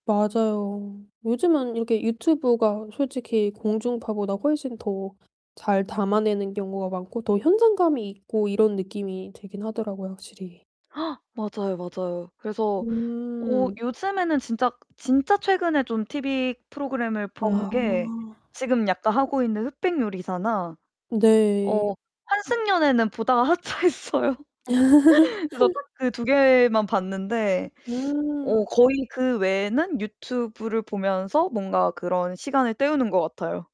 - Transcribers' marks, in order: gasp; other background noise; distorted speech; laughing while speaking: "하차했어요"; laugh; tapping
- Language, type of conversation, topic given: Korean, podcast, 어릴 때 보던 TV 프로그램 중에서 가장 기억에 남는 것은 무엇인가요?
- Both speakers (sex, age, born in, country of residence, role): female, 25-29, South Korea, Sweden, host; female, 25-29, South Korea, United States, guest